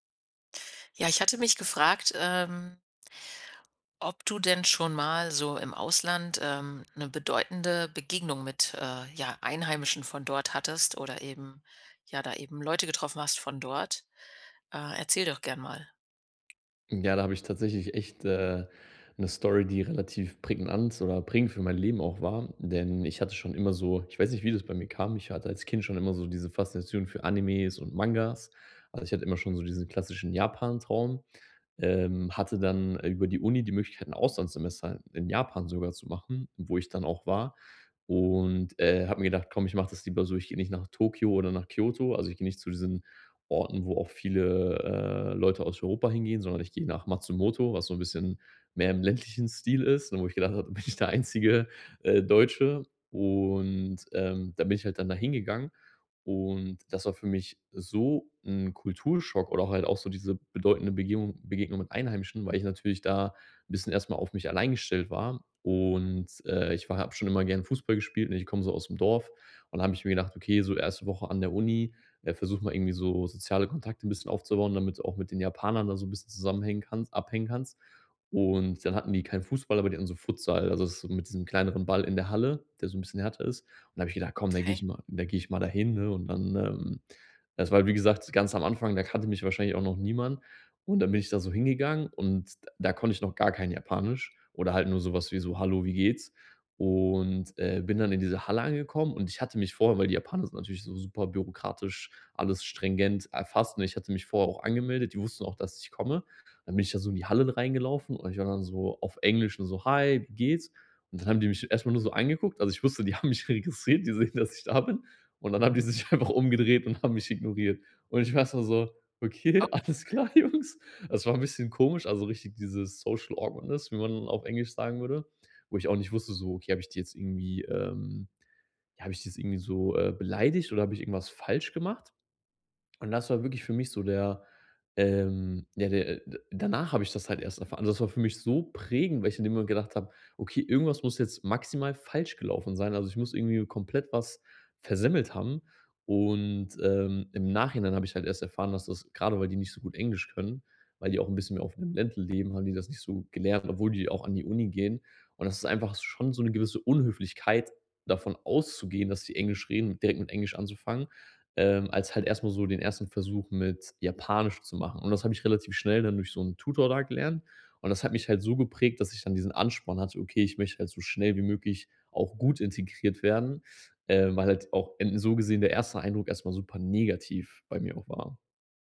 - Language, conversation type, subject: German, podcast, Was war deine bedeutendste Begegnung mit Einheimischen?
- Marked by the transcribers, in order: stressed: "Auslandssemester"; stressed: "Japan"; laughing while speaking: "Da bin ich der einzige, äh, Deutsche"; laughing while speaking: "die haben mich registriert, die sehen, dass ich da bin"; laughing while speaking: "haben die sich einfach umgedreht"; laughing while speaking: "alles klar, Jungs"; in English: "social Awkwardness"